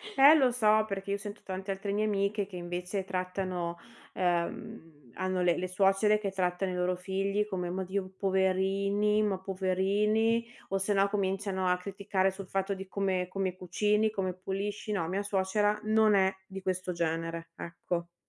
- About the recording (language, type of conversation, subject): Italian, podcast, Come vi organizzate per dividere le faccende domestiche in una convivenza?
- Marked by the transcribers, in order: tapping; stressed: "non è"